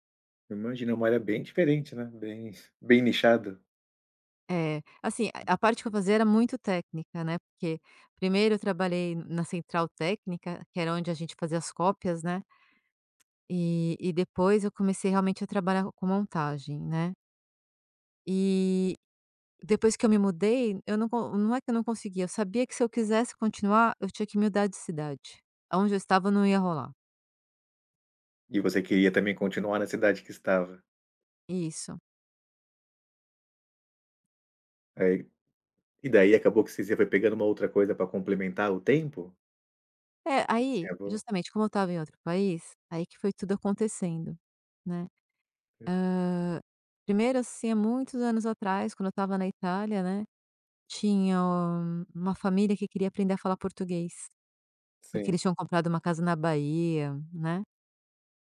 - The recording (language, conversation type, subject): Portuguese, podcast, Como você se preparou para uma mudança de carreira?
- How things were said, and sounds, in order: chuckle; unintelligible speech; other noise; tapping